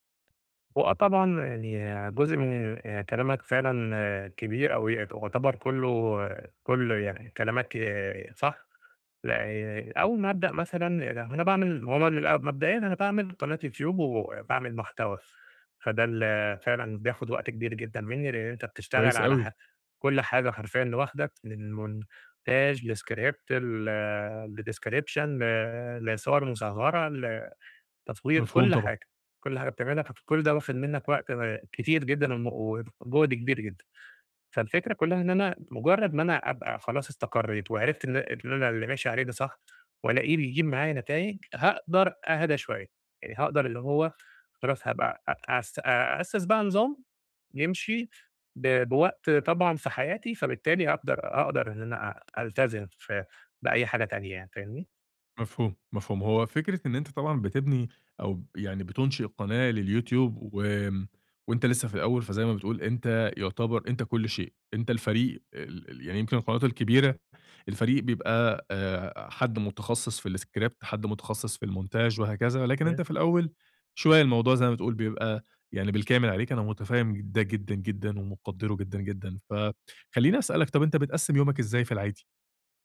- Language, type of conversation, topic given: Arabic, advice, إزاي بتعاني من إن الشغل واخد وقتك ومأثر على حياتك الشخصية؟
- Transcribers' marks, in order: in French: "مونتاج"; in English: "لscript"; in English: "لdescription"; tapping; in English: "الscript"; in French: "المونتاج"; unintelligible speech